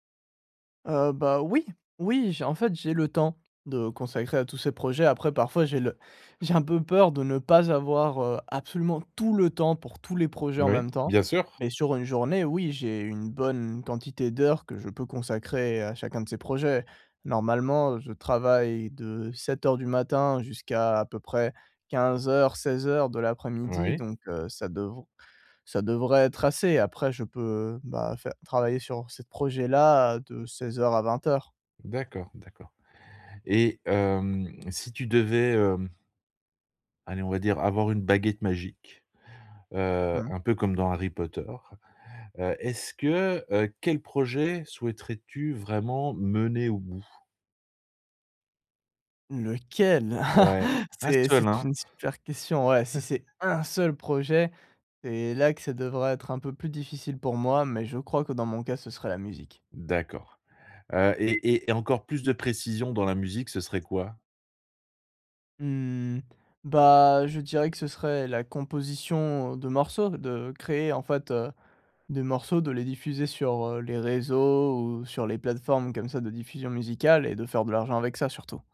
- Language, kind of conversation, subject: French, advice, Comment choisir quand j’ai trop d’idées et que je suis paralysé par le choix ?
- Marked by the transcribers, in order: stressed: "tout"; chuckle; stressed: "un"; chuckle; other background noise